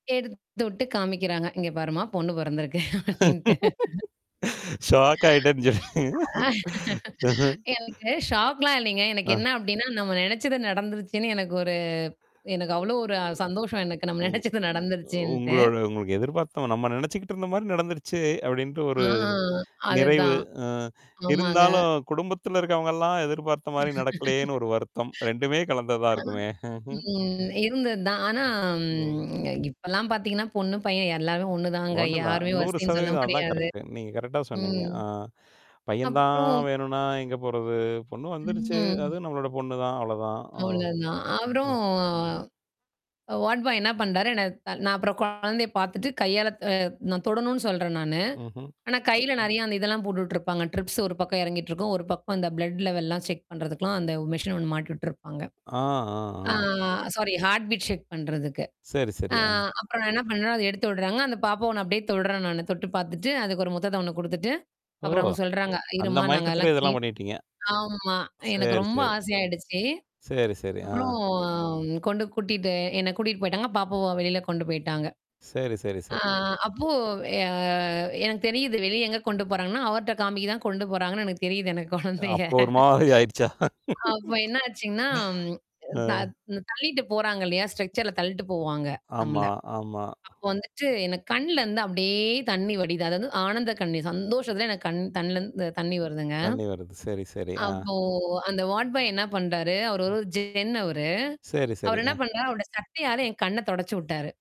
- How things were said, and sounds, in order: distorted speech; laugh; in English: "ஷாக்"; laughing while speaking: "அப்படின்ட்டு"; laugh; inhale; laughing while speaking: "ஆ எனக்கு ஷாக்லாம்"; chuckle; laugh; other background noise; laughing while speaking: "நம்ம நினச்சது"; inhale; laugh; drawn out: "ம்"; drawn out: "ம்"; chuckle; other noise; laughing while speaking: "வசின்னு சொல்ல முடியாது"; "வசதின்னு" said as "வசின்னு"; in English: "கரெக்ட்டு"; in English: "கரெக்ட்டா"; inhale; drawn out: "தான் வேணும்னா"; drawn out: "ம்"; in English: "வாட்பாய்"; in English: "ட்ரிப்ஸ்"; in English: "பிளட் லெவல்லாம் செக்"; in English: "மெஷின்"; in English: "சாரி ஹார்ட் பிட் ஷேக்"; in English: "கிளீன்"; drawn out: "அ"; laughing while speaking: "மாரி ஆயிடுச்சா?"; laugh; in English: "ஸ்ட்ரக்சர்ல"; tapping; "கண்ணலந்து" said as "தண்ணலந்து"; in English: "வாட்பாய்"; mechanical hum; in English: "ஜென்"
- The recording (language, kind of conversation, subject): Tamil, podcast, உங்களுக்கு அர்த்தமுள்ள ஒரு நாள் எப்படி இருக்கும்?